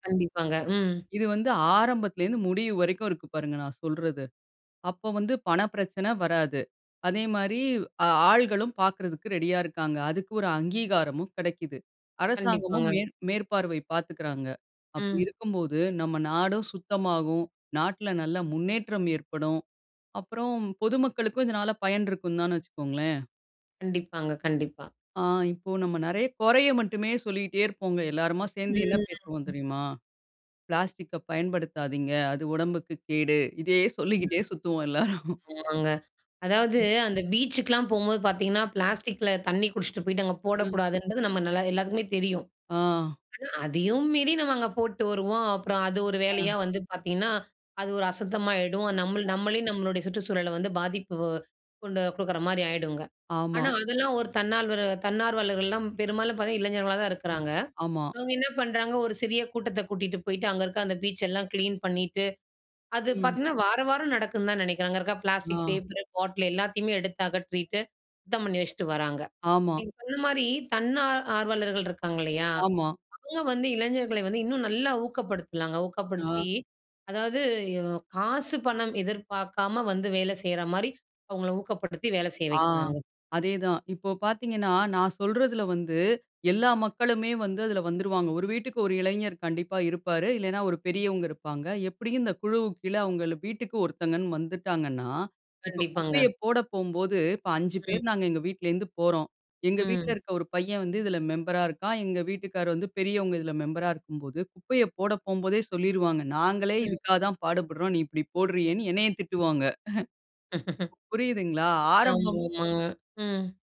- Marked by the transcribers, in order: drawn out: "ம்"; laughing while speaking: "சொல்லிக்கிட்டே சுத்துவோம் எல்லோரும்"; chuckle
- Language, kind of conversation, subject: Tamil, podcast, இளைஞர்களை சமுதாயத்தில் ஈடுபடுத்த என்ன செய்யலாம்?